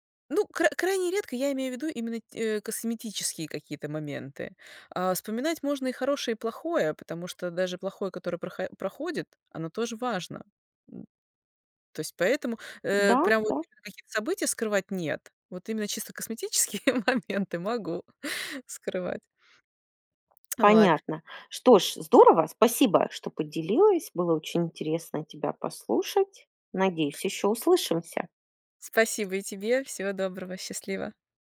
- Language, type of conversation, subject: Russian, podcast, Как вы превращаете личный опыт в историю?
- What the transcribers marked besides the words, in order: tapping; laughing while speaking: "косметические моменты могу"; swallow; other background noise